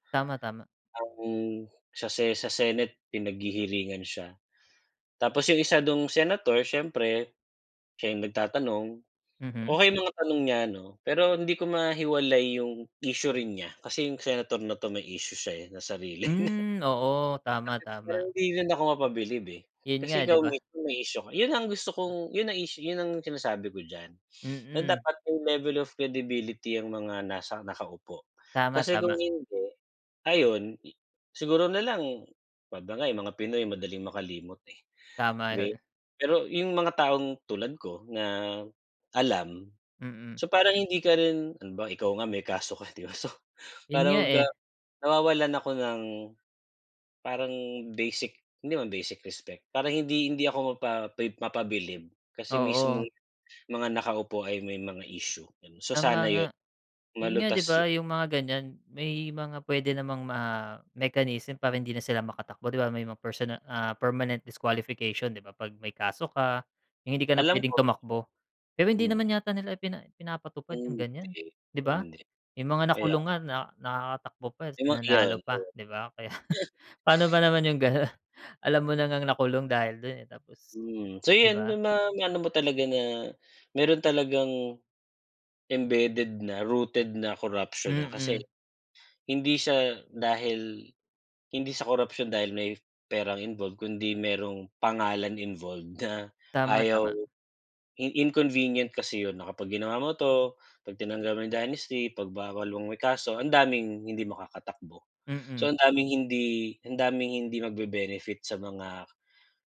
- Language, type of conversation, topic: Filipino, unstructured, Ano ang palagay mo sa sistema ng halalan sa bansa?
- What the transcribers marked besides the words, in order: other background noise; laughing while speaking: "niya"; unintelligible speech; laughing while speaking: "yun"; tapping; laughing while speaking: "kaya"; scoff; laughing while speaking: "ganon"